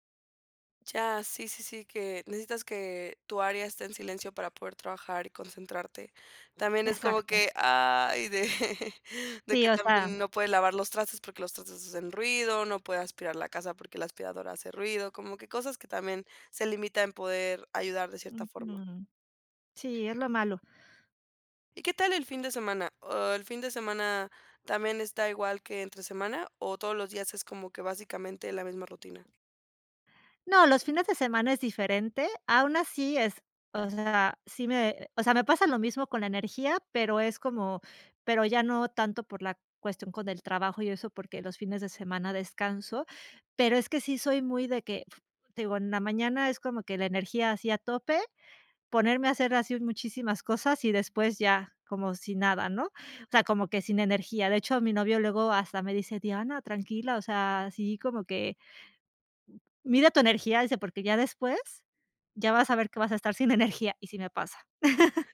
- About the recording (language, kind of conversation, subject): Spanish, advice, ¿Cómo puedo mantener mi energía constante durante el día?
- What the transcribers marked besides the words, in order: chuckle; other background noise; tapping; laughing while speaking: "sin energía"; chuckle